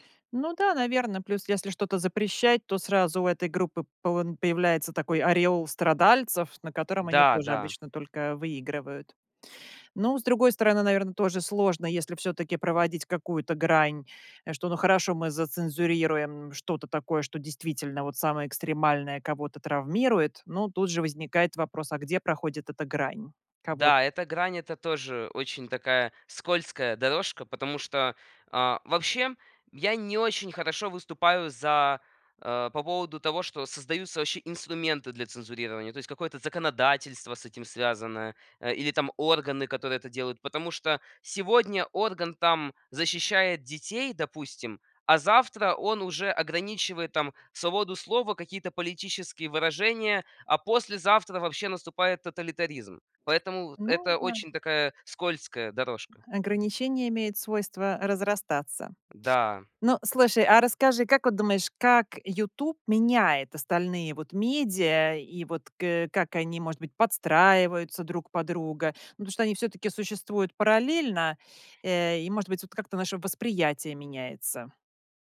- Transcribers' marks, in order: tapping
- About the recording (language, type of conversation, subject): Russian, podcast, Как YouTube изменил наше восприятие медиа?